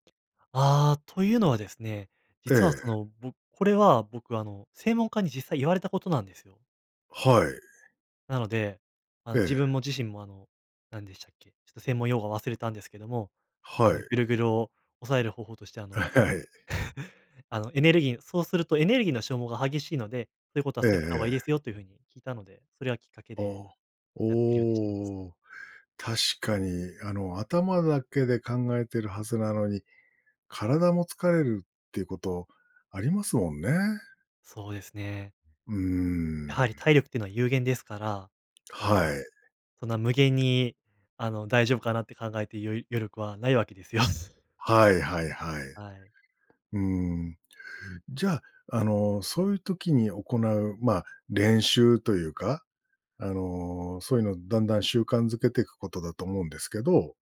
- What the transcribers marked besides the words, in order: tapping; chuckle; laughing while speaking: "あ、はい"; other background noise; laughing while speaking: "ですよ"
- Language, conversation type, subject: Japanese, podcast, 不安なときにできる練習にはどんなものがありますか？